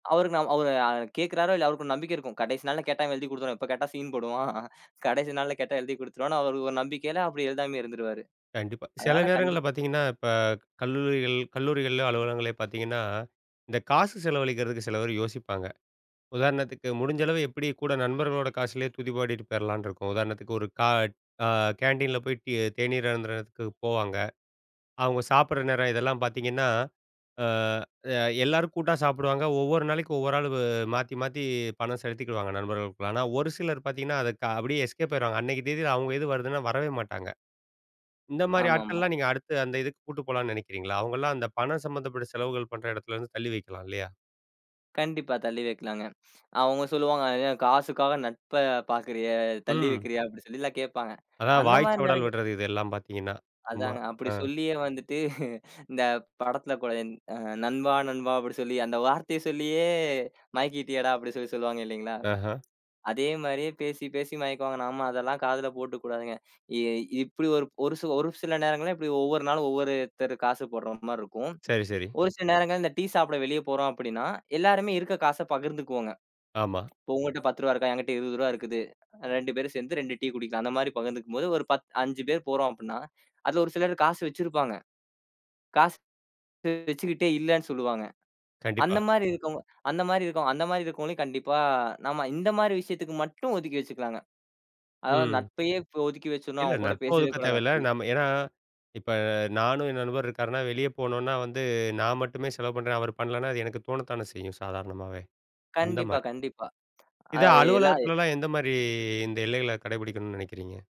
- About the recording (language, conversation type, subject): Tamil, podcast, நீங்கள் எல்லைகளை எப்படி வைக்கிறீர்கள்?
- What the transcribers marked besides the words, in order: laughing while speaking: "கடைசி நாள்ள கேட்டா எழுதி கொடுத்துருவான். எப்ப கேட்டா ஸீன்"; in English: "ஸீன்"; drawn out: "அ"; in English: "எஸ்கேப்"; other background noise; chuckle